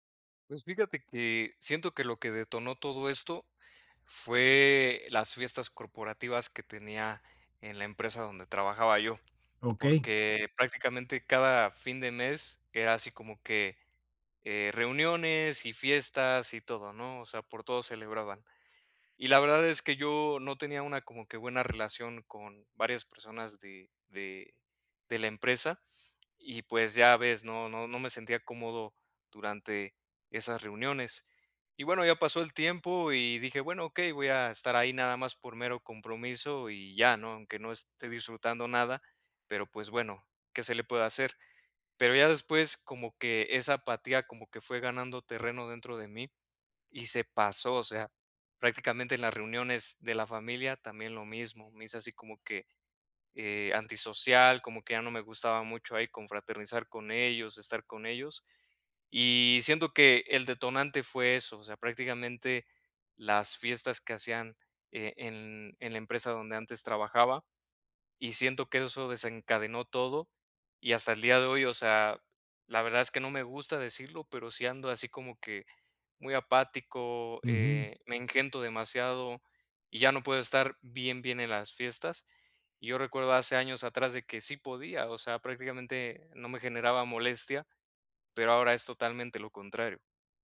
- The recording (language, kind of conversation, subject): Spanish, advice, ¿Cómo puedo manejar el agotamiento social en fiestas y reuniones?
- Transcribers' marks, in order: tapping